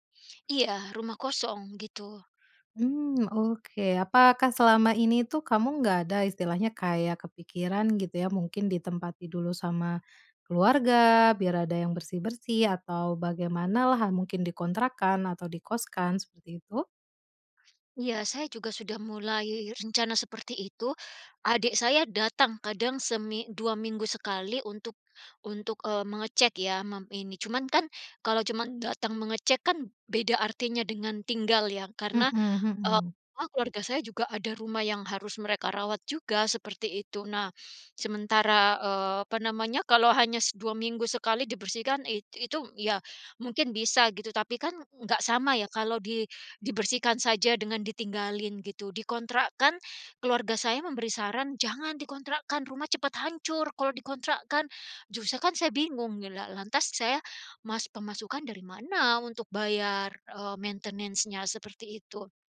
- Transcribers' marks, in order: in English: "maintenance-nya?"
- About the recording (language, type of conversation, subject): Indonesian, advice, Apakah Anda sedang mempertimbangkan untuk menjual rumah agar bisa hidup lebih sederhana, atau memilih mempertahankan properti tersebut?